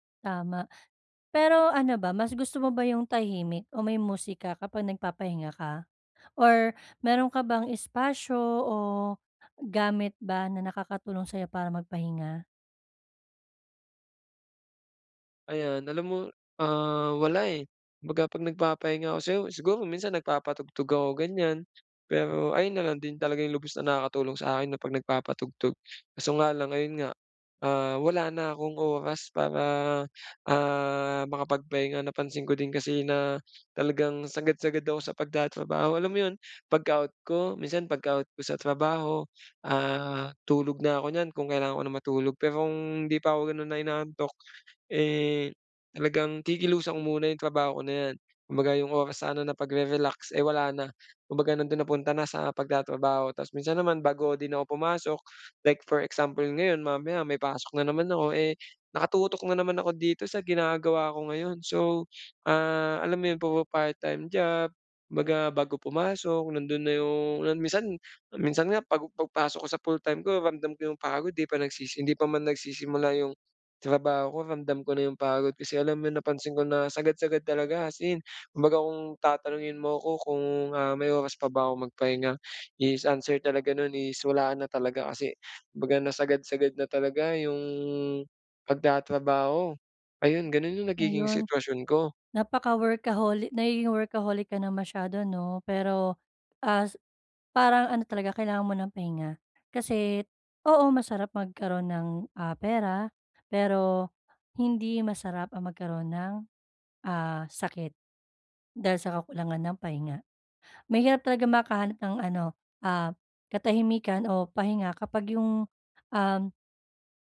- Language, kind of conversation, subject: Filipino, advice, Paano ako makakapagpahinga sa bahay kung palagi akong abala?
- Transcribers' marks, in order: none